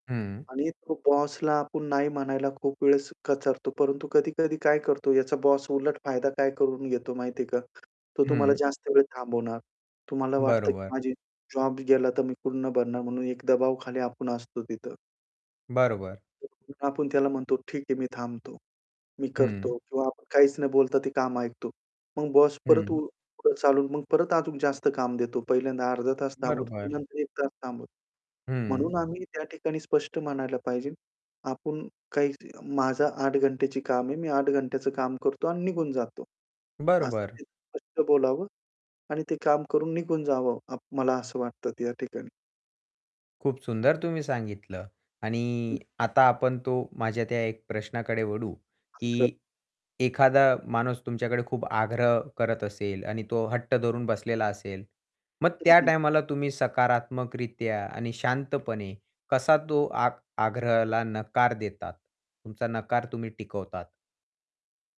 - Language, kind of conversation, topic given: Marathi, podcast, नकार देण्यासाठी तुम्ही कोणते शब्द वापरता?
- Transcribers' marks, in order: tapping; unintelligible speech; static; other background noise; "अजून" said as "अजूक"; distorted speech; "पाहिजे" said as "पाहिजेल"; unintelligible speech